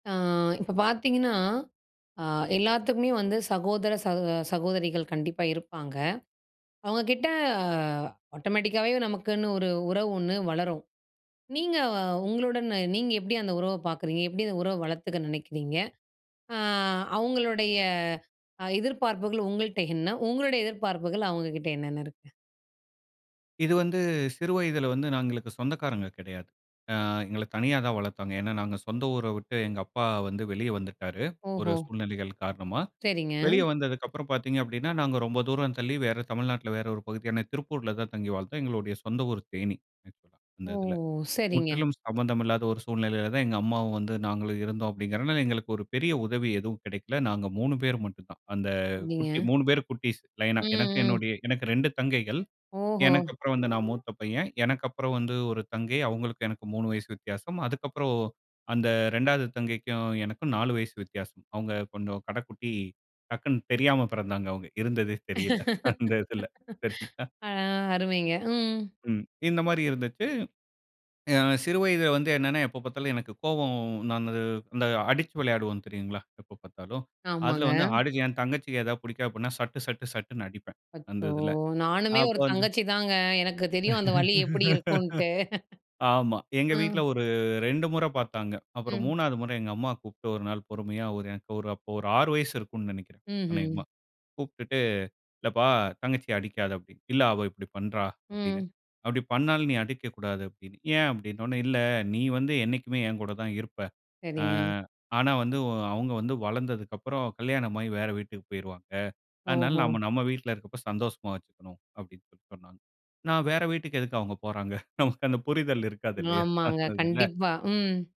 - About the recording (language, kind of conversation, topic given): Tamil, podcast, சகோதர சகோதரிகளுடன் உங்கள் உறவு எப்படி வளர்ந்தது?
- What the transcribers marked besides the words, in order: drawn out: "ஆ"; drawn out: "அந்த"; laugh; laughing while speaking: "அந்த இதில சரிங்களா?"; laugh; laugh; laughing while speaking: "நமக்கு அந்த புரிதல் இருக்காது இல்லயா? அந்ததுல"